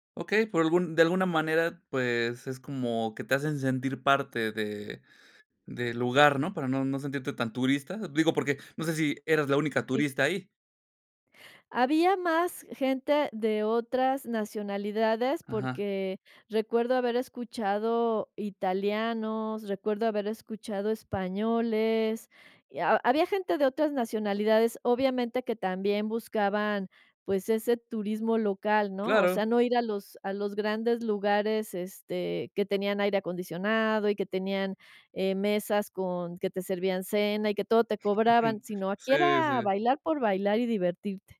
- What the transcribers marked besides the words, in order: chuckle
- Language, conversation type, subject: Spanish, podcast, ¿Alguna vez te han recomendado algo que solo conocen los locales?